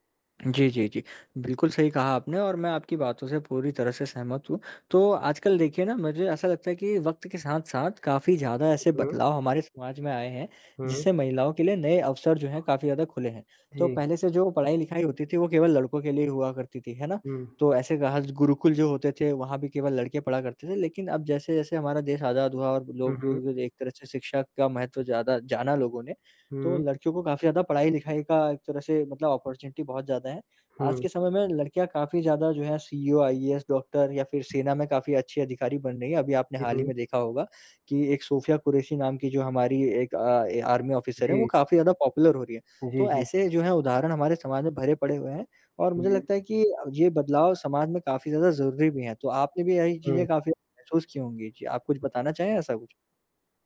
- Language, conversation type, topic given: Hindi, unstructured, क्या हमारे समुदाय में महिलाओं को समान सम्मान मिलता है?
- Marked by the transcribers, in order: distorted speech; static; other background noise; in English: "ऑपर्च्युनिटी"; tapping; in English: "ऑफिसर"; in English: "पॉपुलर"